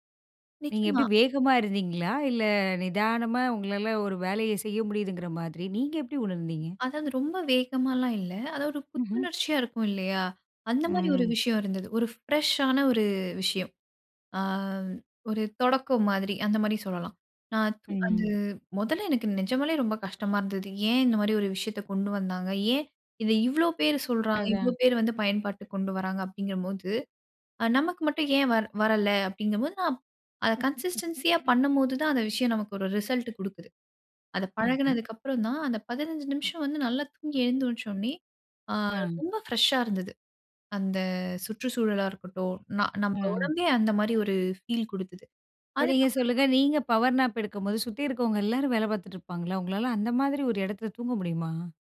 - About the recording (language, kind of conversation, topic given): Tamil, podcast, சிறிய ஓய்வுத் தூக்கம் (பவர் நாப்) எடுக்க நீங்கள் எந்த முறையைப் பின்பற்றுகிறீர்கள்?
- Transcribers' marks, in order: in English: "ஃப்ரெஷ்ஷான"; unintelligible speech; in English: "கன்சிஸ்டென்ஸியா"; other background noise; in English: "பிரஷ்ஷா"; in English: "பவர் நாப்"